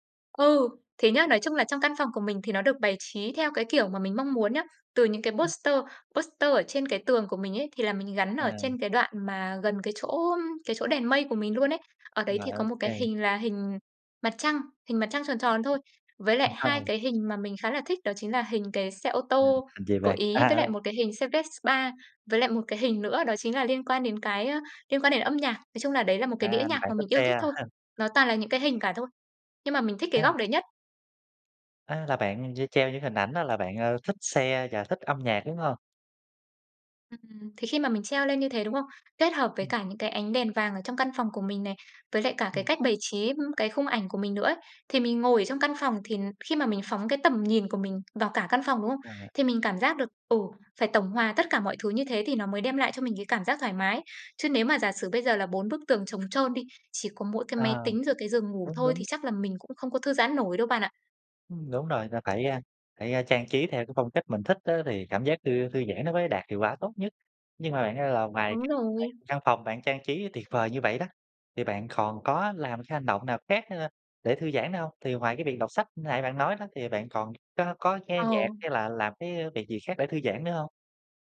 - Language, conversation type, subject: Vietnamese, podcast, Buổi tối thư giãn lý tưởng trong ngôi nhà mơ ước của bạn diễn ra như thế nào?
- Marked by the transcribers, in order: tapping; in English: "poster poster"; other background noise; laughing while speaking: "Ờ"; laugh; "còn" said as "khòn"